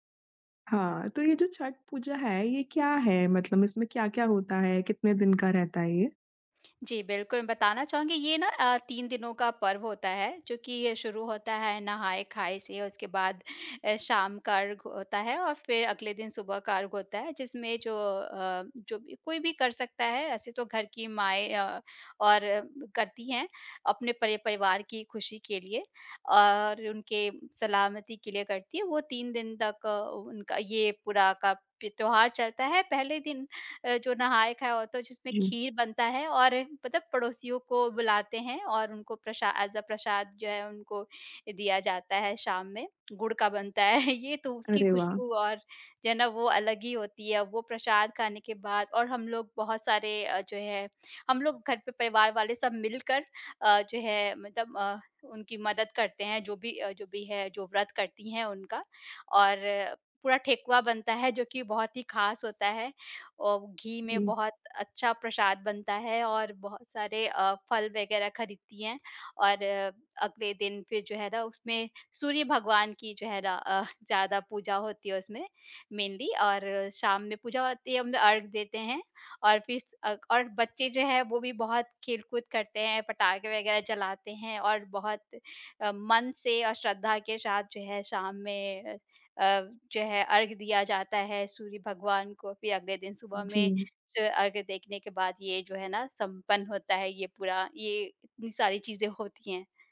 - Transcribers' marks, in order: tapping; in English: "ऐज़ अ"; laughing while speaking: "है ये तो"; in English: "मेनली"
- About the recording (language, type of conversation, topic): Hindi, podcast, बचपन में आपके घर की कौन‑सी परंपरा का नाम आते ही आपको तुरंत याद आ जाती है?